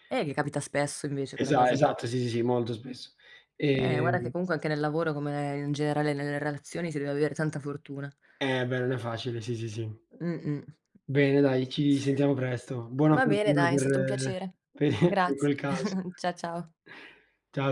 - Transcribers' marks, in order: tapping; other background noise; laughing while speaking: "per"; chuckle
- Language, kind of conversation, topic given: Italian, unstructured, Qual è la cosa che ti rende più felice nel tuo lavoro?